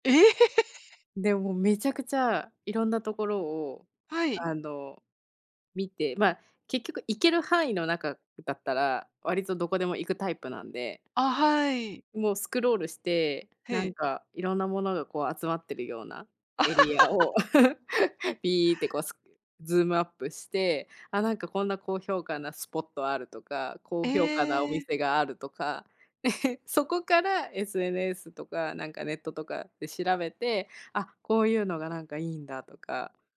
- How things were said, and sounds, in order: laugh; other background noise; laugh; chuckle; chuckle
- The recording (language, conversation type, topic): Japanese, unstructured, 家族や友達と一緒に過ごすとき、どんな楽しみ方をしていますか？